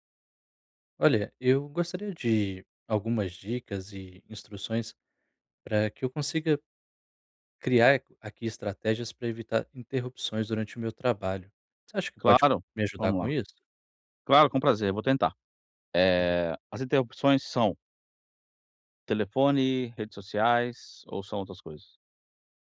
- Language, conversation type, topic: Portuguese, advice, Como posso evitar interrupções durante o trabalho?
- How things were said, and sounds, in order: none